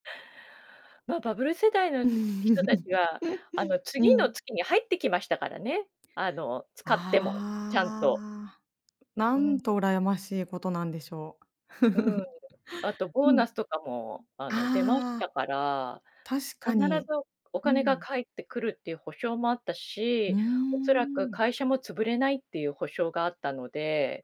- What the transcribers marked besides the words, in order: chuckle; chuckle
- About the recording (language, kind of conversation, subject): Japanese, podcast, 世代によってお金の使い方はどのように違うと思いますか？